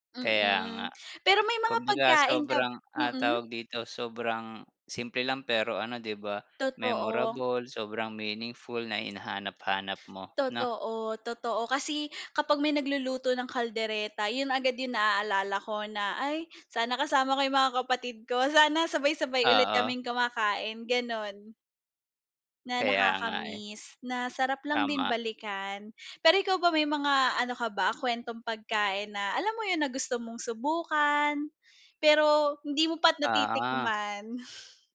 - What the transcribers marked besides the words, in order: none
- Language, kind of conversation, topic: Filipino, unstructured, Ano ang pinakanatatandaan mong pagkaing natikman mo sa labas?